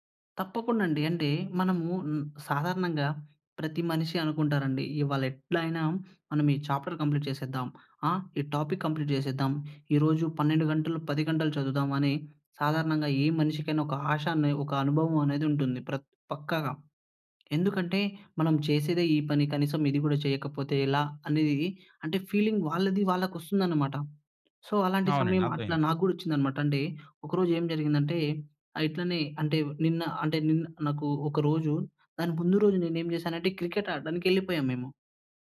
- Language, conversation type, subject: Telugu, podcast, పనిపై దృష్టి నిలబెట్టుకునేందుకు మీరు పాటించే రోజువారీ రొటీన్ ఏమిటి?
- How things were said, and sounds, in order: in English: "చాప్టర్ కంప్లీట్"; in English: "టాపిక్ కంప్లీట్"; in English: "ఫీలింగ్"; in English: "సో"